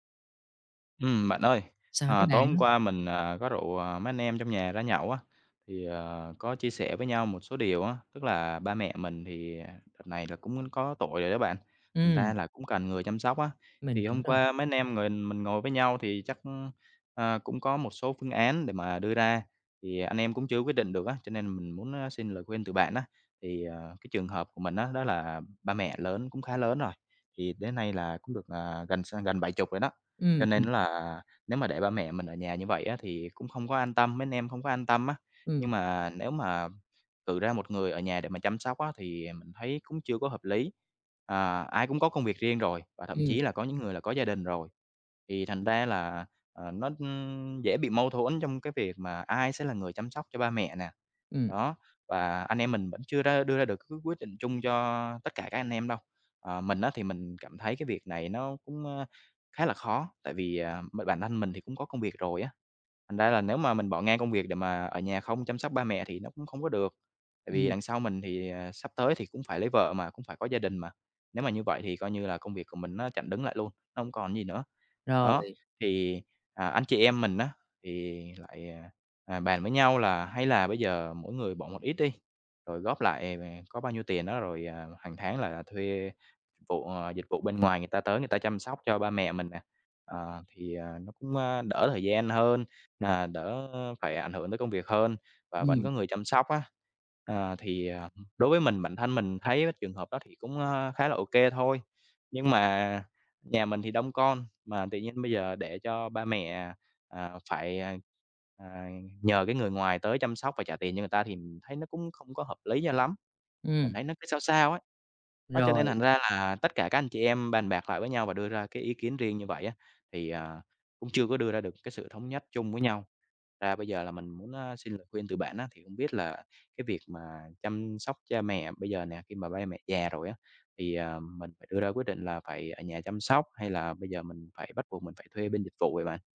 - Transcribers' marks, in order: "mình-" said as "ngình"; tapping; unintelligible speech
- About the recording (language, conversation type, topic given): Vietnamese, advice, Khi cha mẹ đã lớn tuổi và sức khỏe giảm sút, tôi nên tự chăm sóc hay thuê dịch vụ chăm sóc?